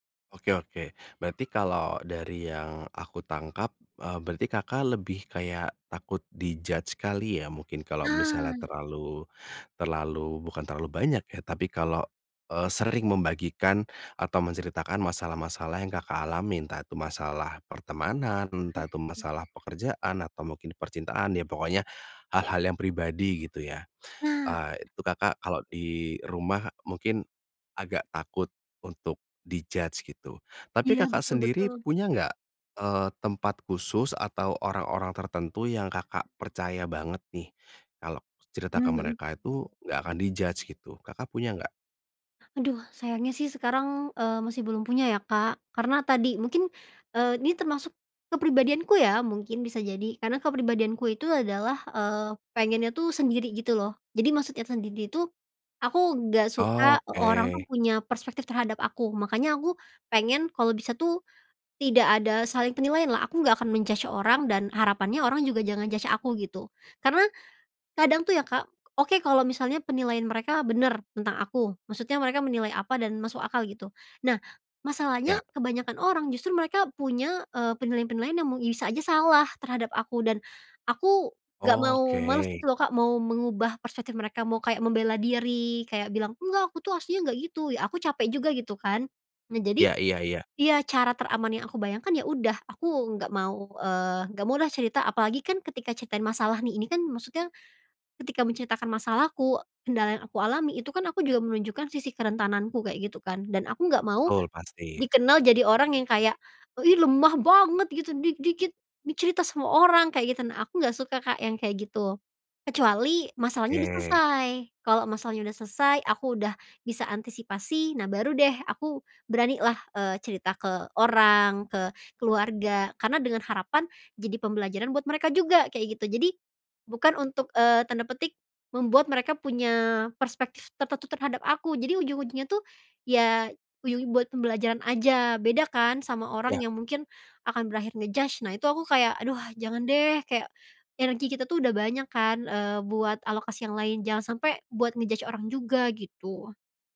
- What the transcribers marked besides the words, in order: other animal sound; in English: "di-judge"; background speech; in English: "di-judge"; in English: "di-judge"; in English: "men-judge"; in English: "judge"; put-on voice: "Ih, lemah banget gitu di-dikit dicerita sama orang"; "dikit-dikit" said as "di-dikit"; in English: "nge-judge"; in English: "nge-judge"
- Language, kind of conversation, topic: Indonesian, podcast, Bagaimana kamu biasanya menandai batas ruang pribadi?